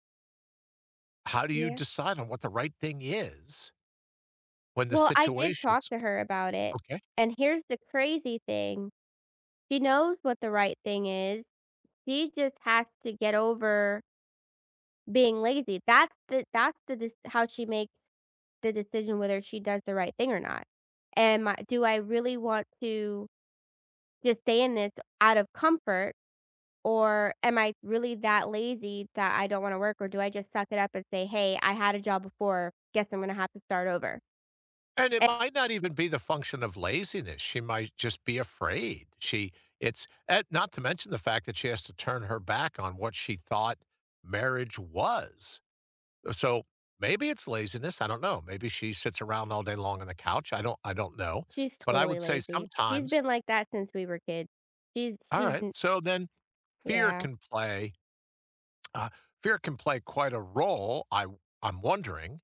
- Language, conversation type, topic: English, unstructured, Can doing the right thing ever feel difficult?
- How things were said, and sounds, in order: other background noise